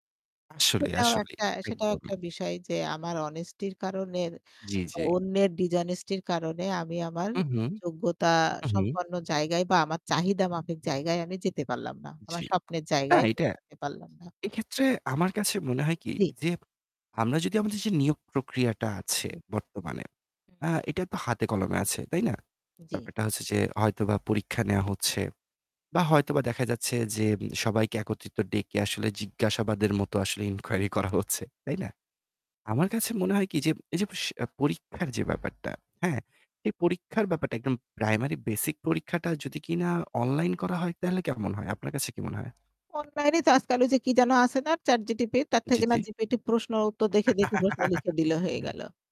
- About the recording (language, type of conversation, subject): Bengali, unstructured, সরকারি আর্থিক দুর্নীতি কেন বন্ধ হচ্ছে না?
- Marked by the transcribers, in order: tapping; static; in English: "dishonesty"; other background noise; distorted speech; in English: "inquery"; laugh